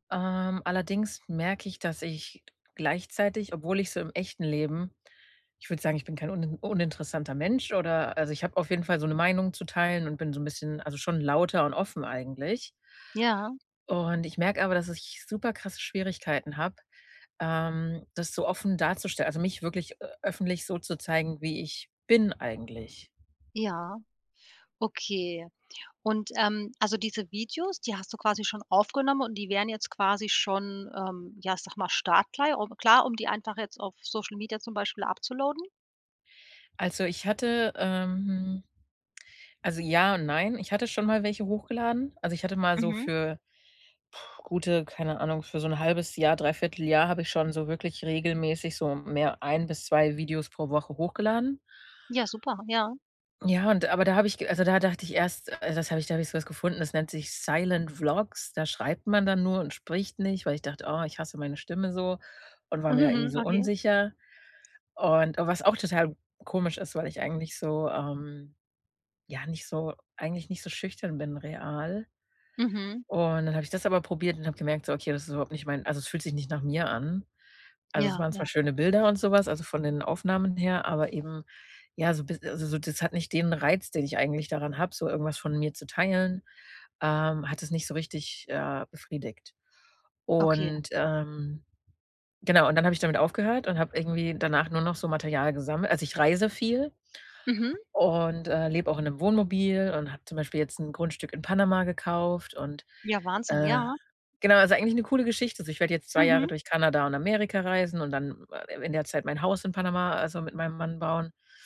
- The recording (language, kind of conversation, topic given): German, advice, Wann fühlst du dich unsicher, deine Hobbys oder Interessen offen zu zeigen?
- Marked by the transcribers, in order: other background noise; blowing